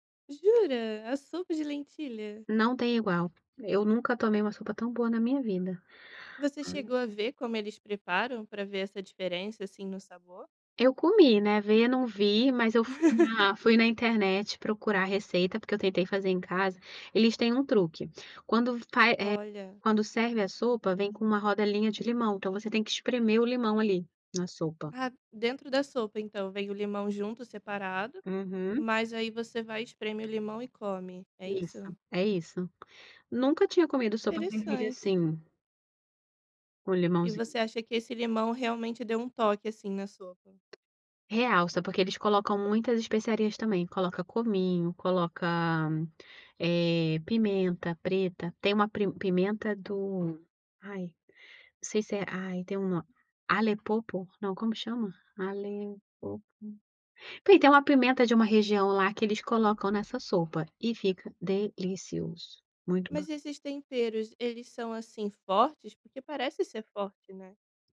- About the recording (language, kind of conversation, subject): Portuguese, podcast, Qual foi a melhor comida que você experimentou viajando?
- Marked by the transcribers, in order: sigh; laugh; tapping